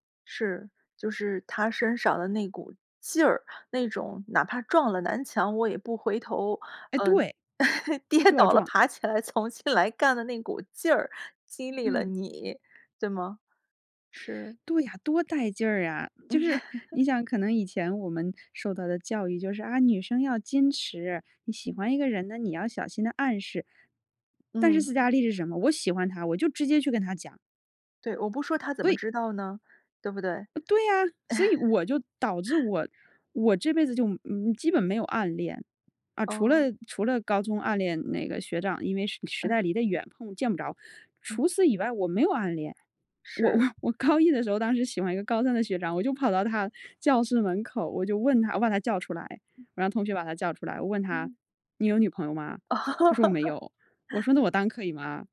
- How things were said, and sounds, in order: laugh; laughing while speaking: "跌倒了，爬起来重新来干的"; laugh; stressed: "对"; laugh; laughing while speaking: "我"; laugh
- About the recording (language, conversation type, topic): Chinese, podcast, 有没有一部作品改变过你的人生态度？
- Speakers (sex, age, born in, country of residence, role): female, 35-39, China, United States, guest; female, 45-49, China, United States, host